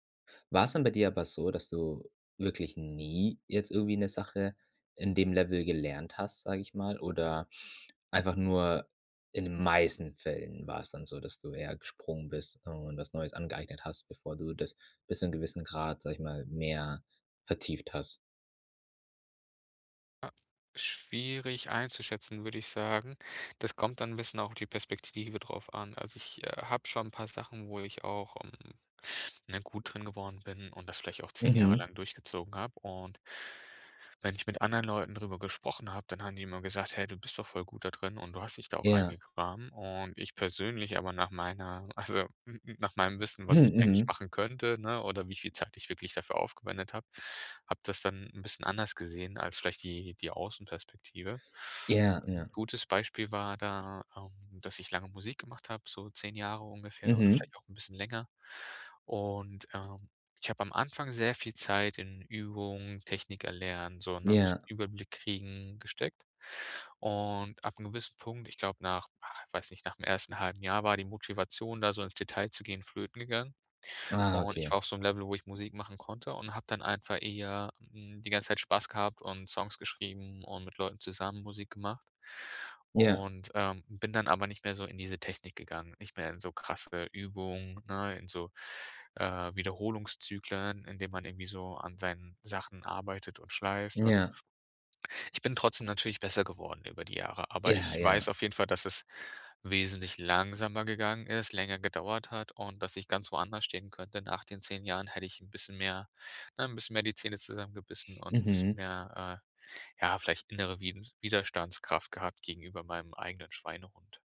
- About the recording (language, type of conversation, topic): German, podcast, Welche Gewohnheit stärkt deine innere Widerstandskraft?
- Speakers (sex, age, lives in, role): male, 25-29, Germany, host; male, 30-34, Germany, guest
- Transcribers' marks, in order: stressed: "meisten"; laughing while speaking: "also"; chuckle; other background noise